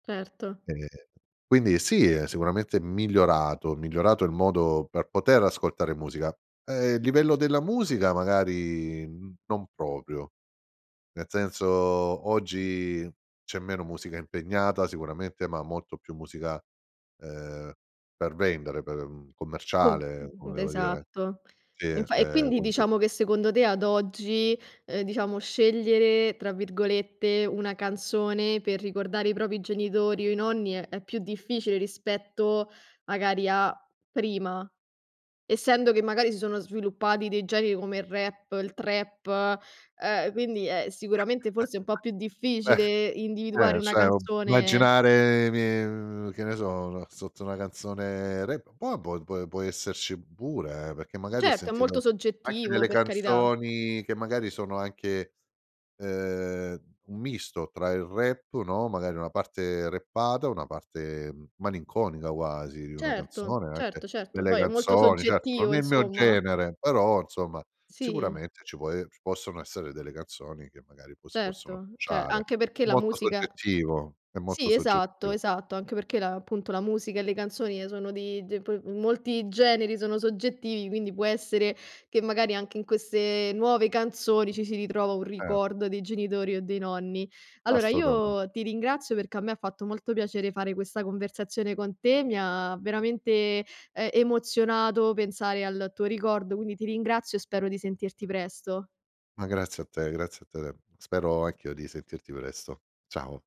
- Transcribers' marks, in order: tapping; "senso" said as "zenzo"; other background noise; "devo" said as "evo"; "quindi" said as "uindi"; "propri" said as "propi"; chuckle; "pure" said as "bure"; "quasi" said as "uasi"; "insomma" said as "inzomma"; "poi" said as "po"
- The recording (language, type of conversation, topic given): Italian, podcast, Che canzone ti ricorda i tuoi genitori o i tuoi nonni?